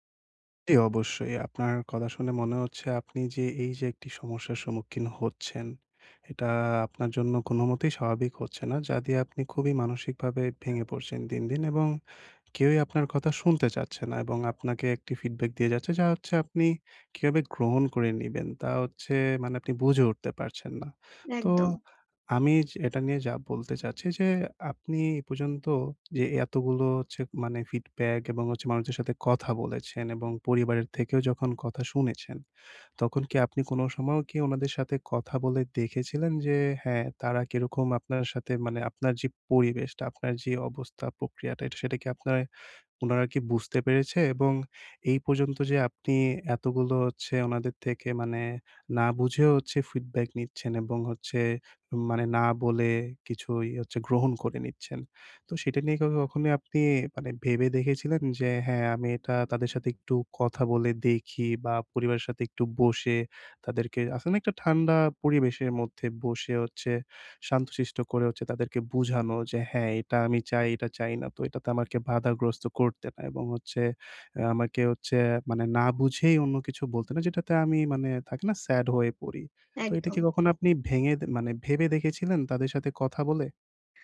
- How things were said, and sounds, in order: tapping
- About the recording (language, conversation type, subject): Bengali, advice, আমি কীভাবে প্রতিরোধ কমিয়ে ফিডব্যাক বেশি গ্রহণ করতে পারি?